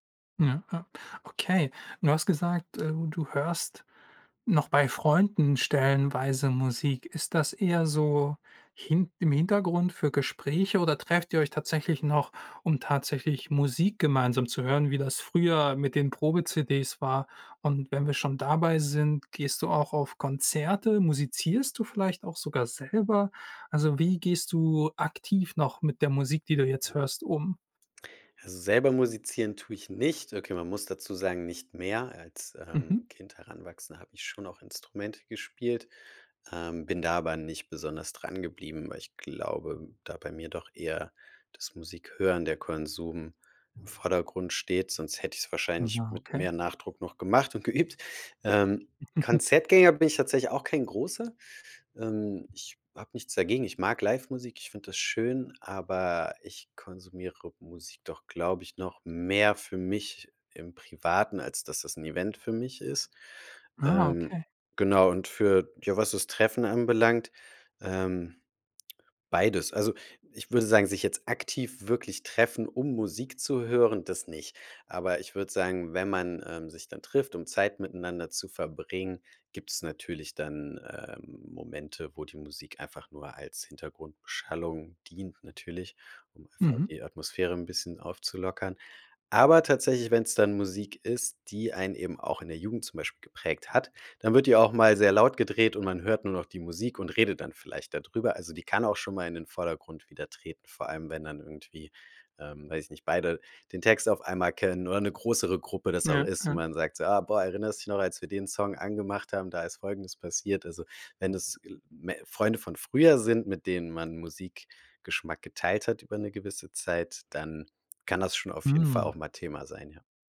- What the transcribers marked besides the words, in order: other background noise; chuckle; stressed: "mehr"
- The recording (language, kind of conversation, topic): German, podcast, Wer oder was hat deinen Musikgeschmack geprägt?